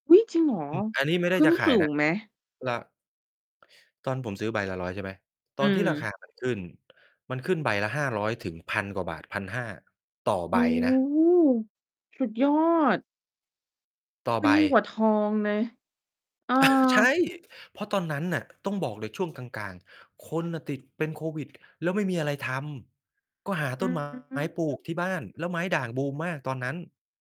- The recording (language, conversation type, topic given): Thai, podcast, คุณเคยเปลี่ยนงานอดิเรกให้กลายเป็นรายได้ไหม ช่วยเล่าให้ฟังหน่อยได้ไหม?
- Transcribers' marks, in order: distorted speech; tapping; chuckle; other background noise